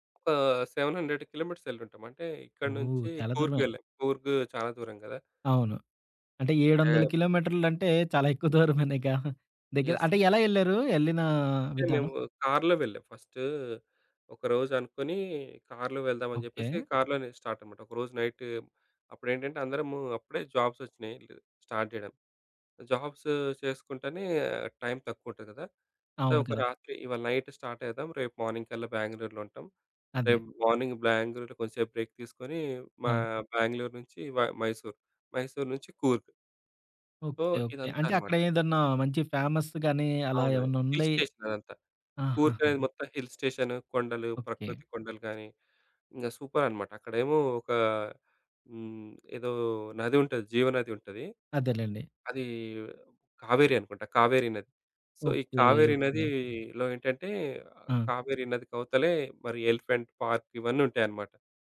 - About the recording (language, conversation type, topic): Telugu, podcast, రేడియో వినడం, స్నేహితులతో పక్కాగా సమయం గడపడం, లేక సామాజిక మాధ్యమాల్లో ఉండడం—మీకేం ఎక్కువగా ఆకర్షిస్తుంది?
- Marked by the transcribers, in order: other background noise; in English: "సెవెన్ హండ్రెడ్"; laughing while speaking: "చాలా ఎక్కువ దూరమనేగా?"; in English: "యెస్"; tapping; in English: "స్టార్ట్"; in English: "జాబ్స్"; in English: "సో"; in English: "నైట్"; in English: "మార్నింగ్‌కల్లా"; in English: "మార్నింగ్"; in English: "బ్రేక్"; in English: "సో"; in English: "ఫేమస్‌గాని"; in English: "హిల్"; in English: "హిల్"; in English: "సో"; in English: "ఎలిఫెంట్"